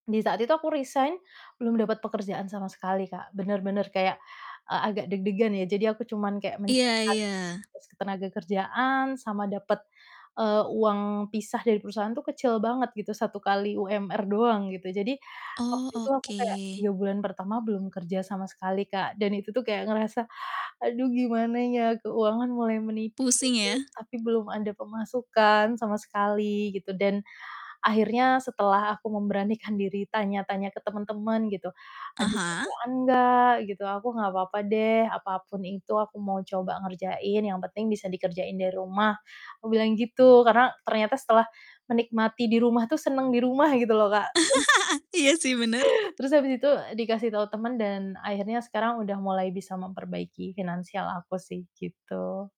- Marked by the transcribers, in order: other animal sound; distorted speech; unintelligible speech; tapping; laugh
- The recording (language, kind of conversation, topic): Indonesian, podcast, Apa arti kestabilan finansial dalam definisimu tentang kesuksesan?